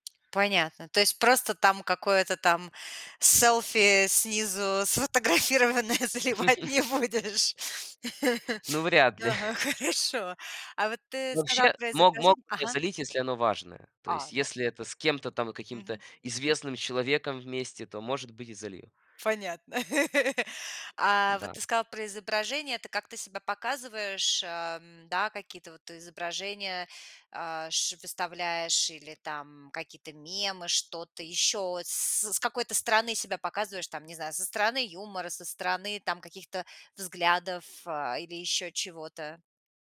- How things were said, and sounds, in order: tapping; laughing while speaking: "сфотографированное, заливать не будешь? Ага, хорошо"; chuckle; chuckle; laugh
- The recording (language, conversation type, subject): Russian, podcast, Как социальные сети изменили то, как вы показываете себя?